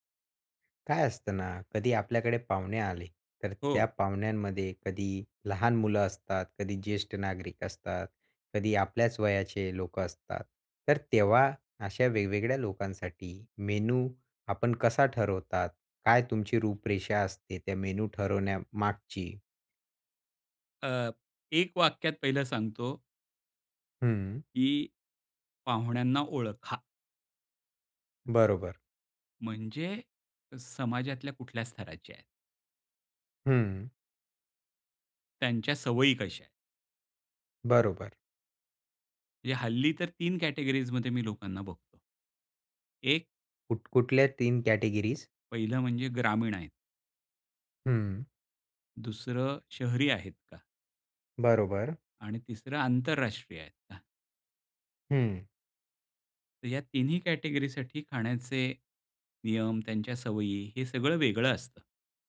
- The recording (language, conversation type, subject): Marathi, podcast, तुम्ही पाहुण्यांसाठी मेनू कसा ठरवता?
- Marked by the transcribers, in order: other noise; tapping; in English: "कॅटेगरीज"; in English: "कॅटेगरीज?"; in English: "कॅटेगरी"